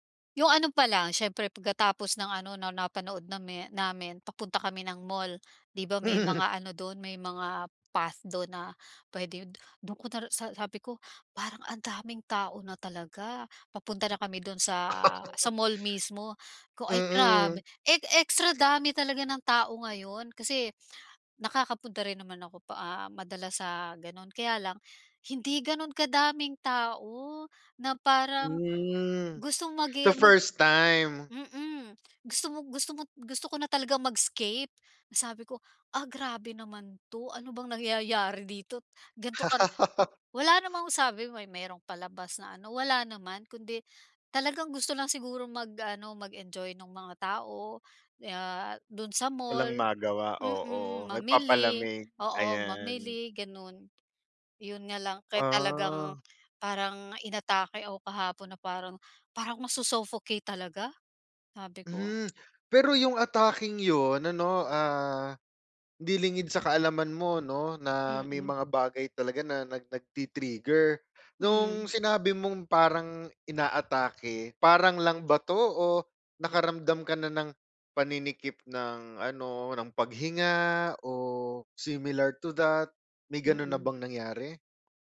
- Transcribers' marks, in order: laugh; laugh; other background noise; laugh; tapping
- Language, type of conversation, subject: Filipino, advice, Paano ko mababalanse ang pisikal at emosyonal na tensyon ko?